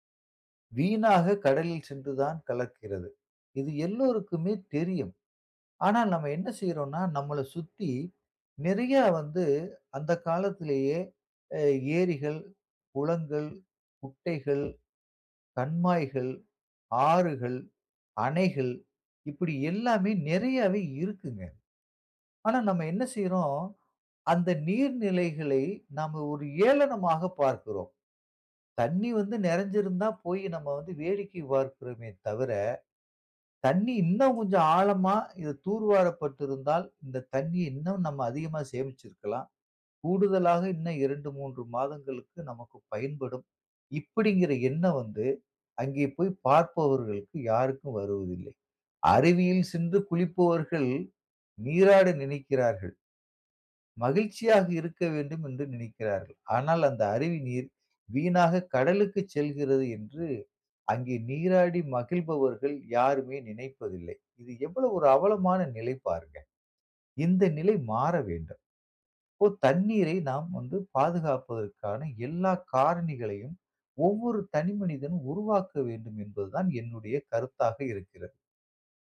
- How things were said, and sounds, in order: none
- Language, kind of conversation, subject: Tamil, podcast, நீரைப் பாதுகாக்க மக்கள் என்ன செய்ய வேண்டும் என்று நீங்கள் நினைக்கிறீர்கள்?